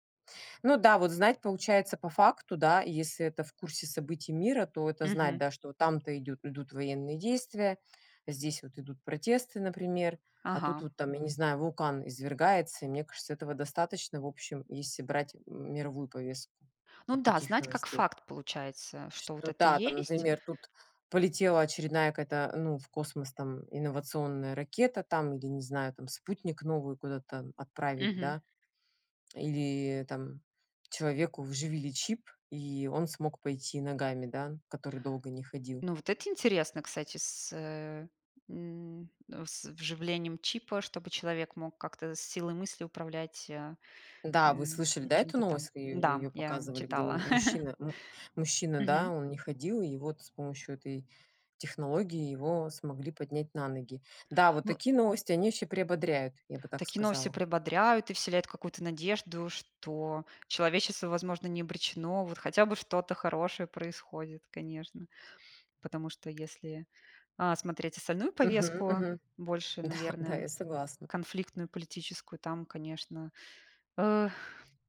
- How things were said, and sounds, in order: tapping; chuckle; laughing while speaking: "Да"
- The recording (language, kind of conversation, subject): Russian, unstructured, Почему важно оставаться в курсе событий мира?